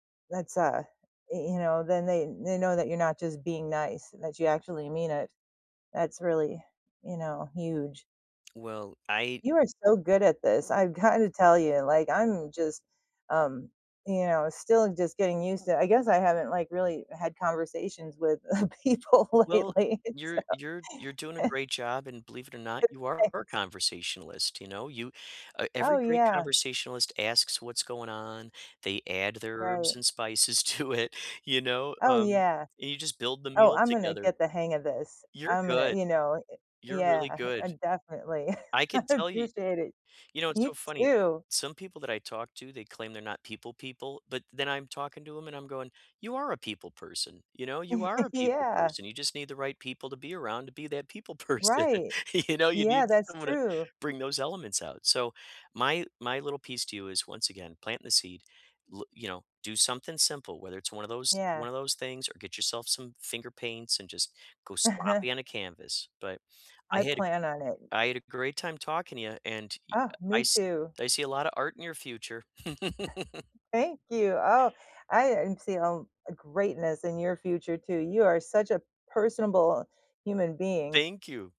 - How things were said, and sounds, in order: other background noise; laughing while speaking: "uh, people lately. So"; chuckle; laughing while speaking: "Thanks"; laughing while speaking: "to it"; laughing while speaking: "I appreciate it"; chuckle; laughing while speaking: "person. You"; laugh; chuckle
- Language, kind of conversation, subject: English, unstructured, What skill are you trying to improve these days, and what sparked your interest in it?